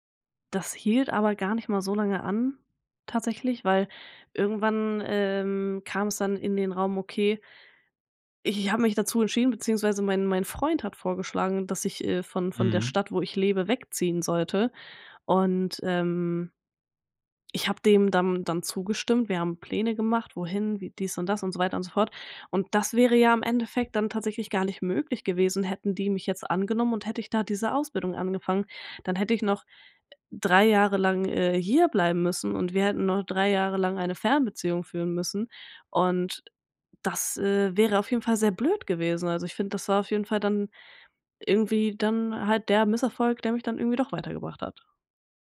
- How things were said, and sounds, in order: none
- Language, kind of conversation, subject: German, podcast, Kannst du von einem Misserfolg erzählen, der dich weitergebracht hat?